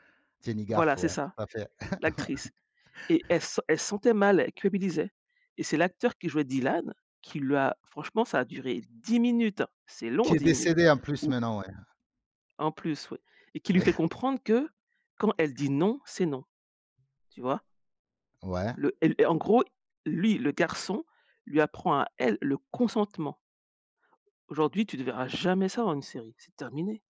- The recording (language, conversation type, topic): French, podcast, Pourquoi aimons-nous tant la nostalgie dans les séries et les films ?
- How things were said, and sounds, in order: chuckle; stressed: "dix"; other background noise; stressed: "jamais"